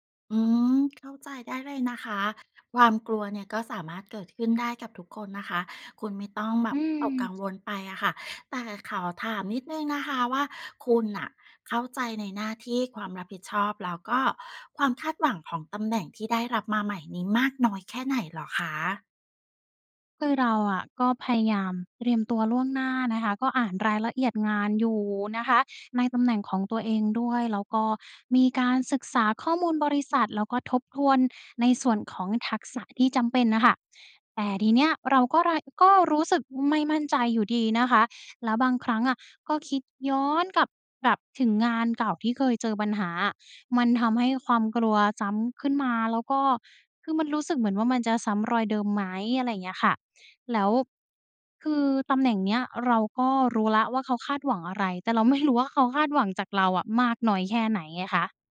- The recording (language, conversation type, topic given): Thai, advice, คุณกังวลว่าจะเริ่มงานใหม่แล้วทำงานได้ไม่ดีหรือเปล่า?
- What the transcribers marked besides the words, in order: tapping; laughing while speaking: "รู้"